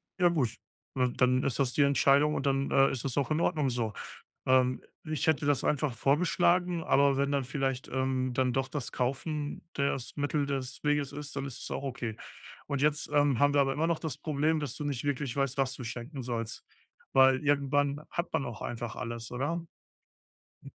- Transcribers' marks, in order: stressed: "was"; other background noise
- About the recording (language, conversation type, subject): German, advice, Wie kann ich gute Geschenkideen für Freunde oder Familie finden?